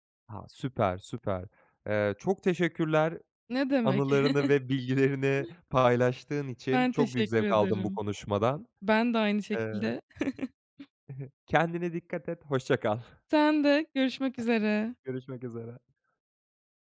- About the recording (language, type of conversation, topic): Turkish, podcast, Moda trendleri seni ne kadar etkiler?
- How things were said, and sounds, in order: other background noise; chuckle; other noise; chuckle